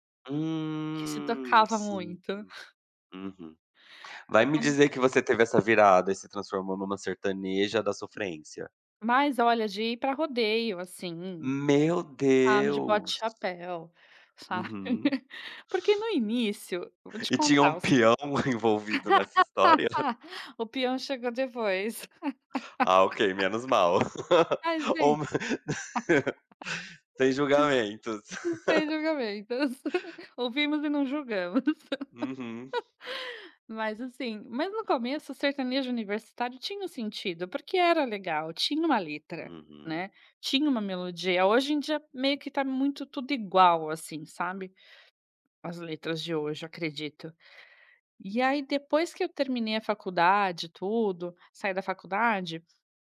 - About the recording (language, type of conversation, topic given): Portuguese, podcast, Questão sobre o papel da nostalgia nas escolhas musicais
- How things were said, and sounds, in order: drawn out: "Hum"; chuckle; tapping; surprised: "Meu Deus!"; chuckle; laughing while speaking: "E tinha um peão envolvido nessa história?"; laugh; laugh; joyful: "Sem julgamentos. Ouvimos e não julgamos"; laugh; laughing while speaking: "ou, sem julgamentos"; laugh; laugh